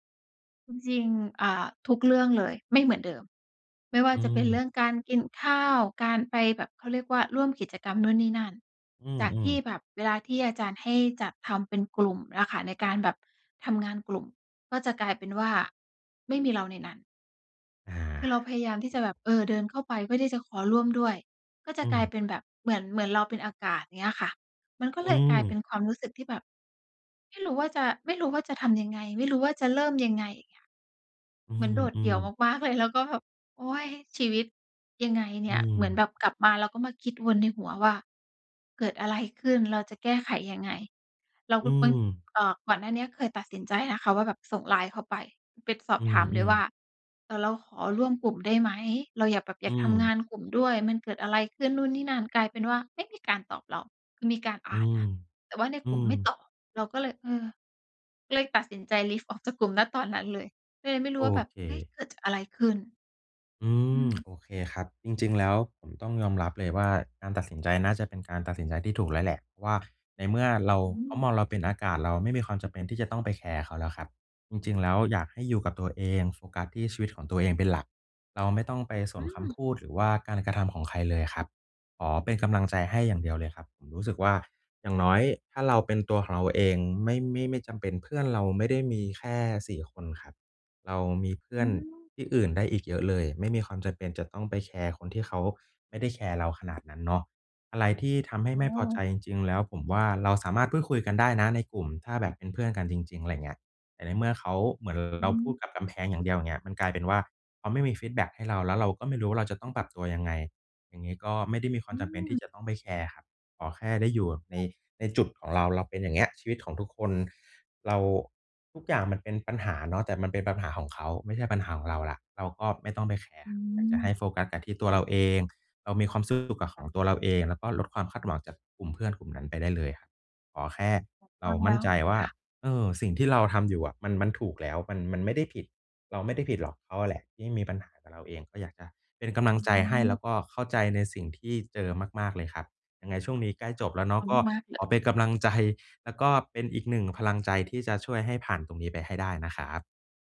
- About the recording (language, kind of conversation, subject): Thai, advice, ฉันควรทำอย่างไรเมื่อรู้สึกโดดเดี่ยวเวลาอยู่ในกลุ่มเพื่อน?
- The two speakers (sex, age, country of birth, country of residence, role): female, 35-39, Thailand, Thailand, user; male, 30-34, Thailand, Thailand, advisor
- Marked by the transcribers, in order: tapping; laughing while speaking: "เลย"; in English: "leave"; lip smack; unintelligible speech; laughing while speaking: "ใจ"